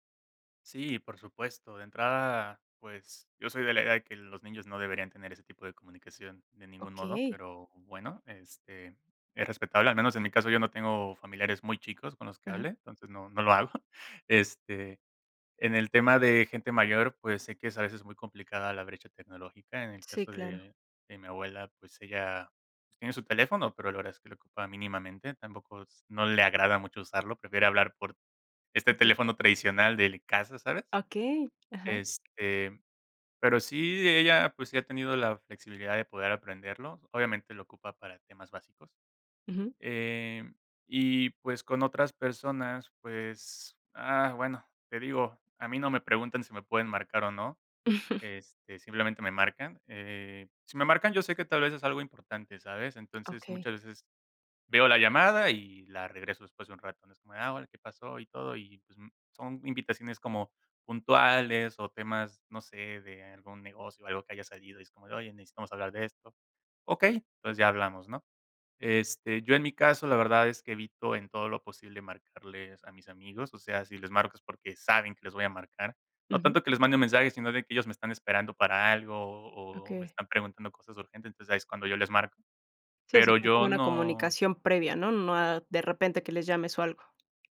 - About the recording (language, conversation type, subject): Spanish, podcast, ¿Prefieres hablar cara a cara, por mensaje o por llamada?
- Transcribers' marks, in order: laughing while speaking: "hago"; tapping; giggle; other noise